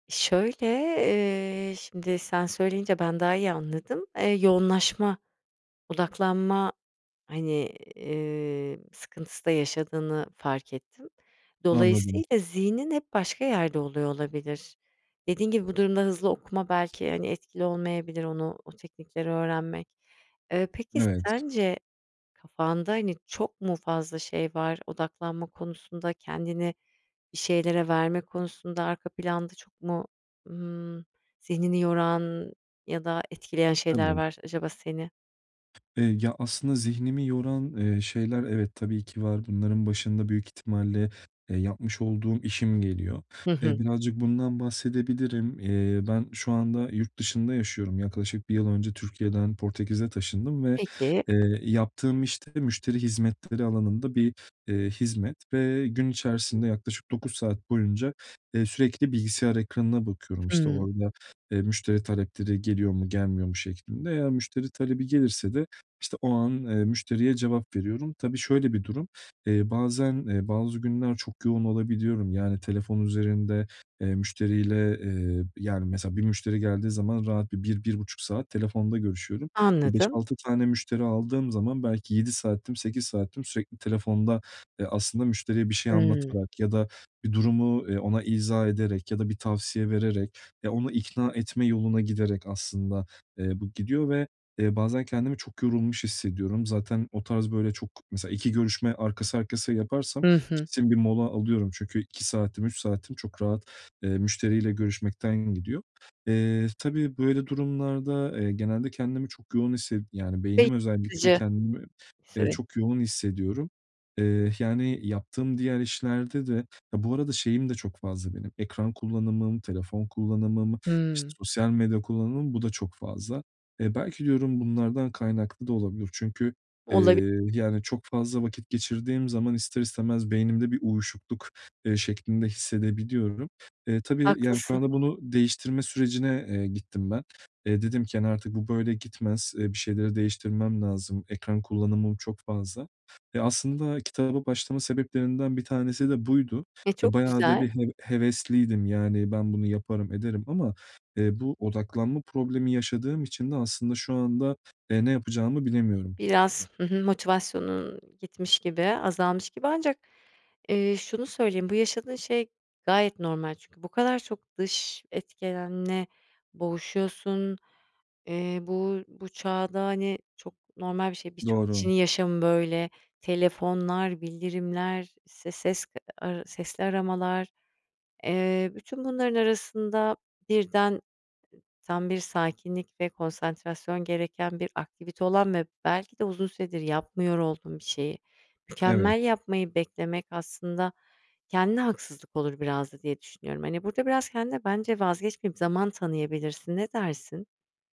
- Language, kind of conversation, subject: Turkish, advice, Film ya da kitap izlerken neden bu kadar kolay dikkatimi kaybediyorum?
- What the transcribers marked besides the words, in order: other background noise; tapping